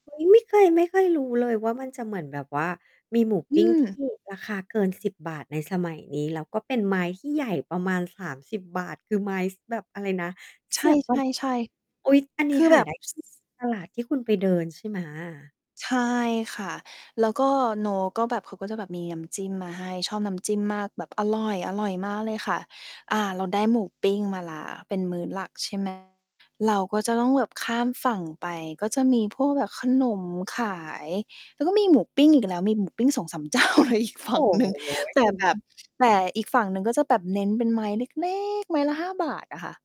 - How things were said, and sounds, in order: distorted speech; unintelligible speech; other background noise; laughing while speaking: "เจ้าเลย อีกฝั่งหนึ่ง"; tapping
- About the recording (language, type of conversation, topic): Thai, podcast, อะไรทำให้คุณชอบเดินตลาดเช้าเป็นพิเศษ และมีเรื่องอะไรอยากเล่าให้ฟังบ้าง?